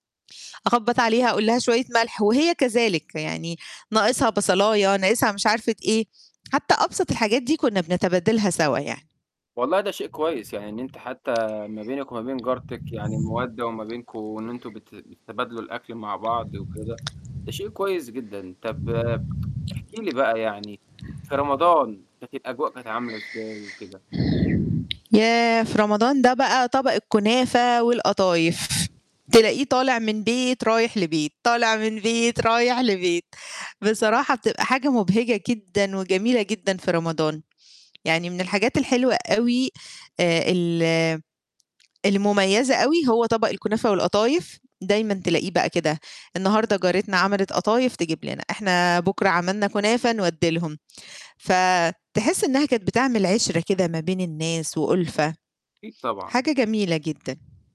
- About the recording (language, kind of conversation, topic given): Arabic, podcast, ليش بنحب نشارك الأكل مع الجيران؟
- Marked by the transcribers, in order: tapping; distorted speech; laughing while speaking: "رايح لبيت"